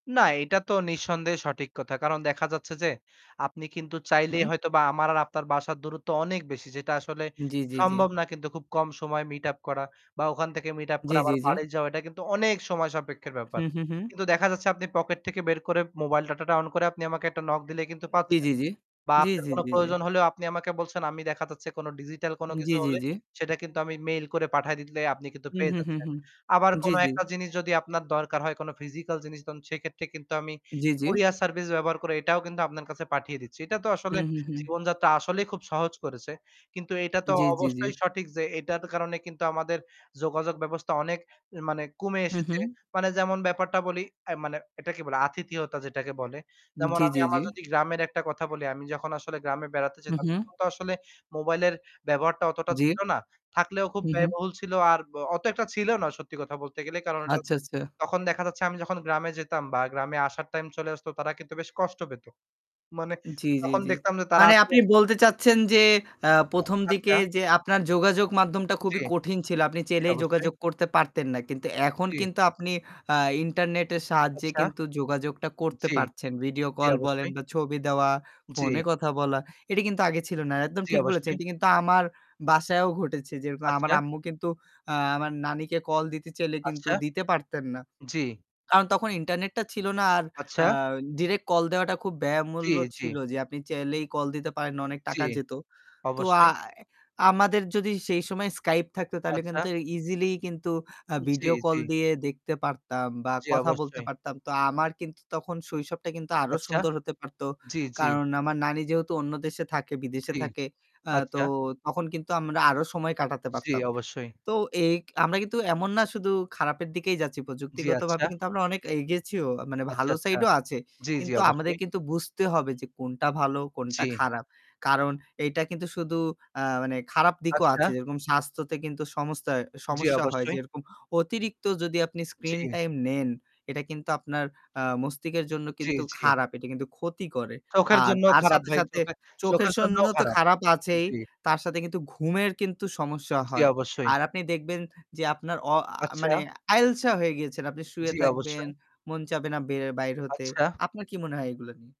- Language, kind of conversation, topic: Bengali, unstructured, আপনি কি মনে করেন প্রযুক্তি আমাদের জীবনের নিয়ন্ত্রণ নিচ্ছে?
- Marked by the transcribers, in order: static; other background noise; distorted speech; "আচ্ছা" said as "আচ্চাচা"; tapping; "চাইলেই" said as "চেলেই"; "আছে" said as "আচে"; "আছে" said as "আচে"; "মস্তিষ্কের" said as "মস্তিকের"; "জন্য" said as "সন্ন"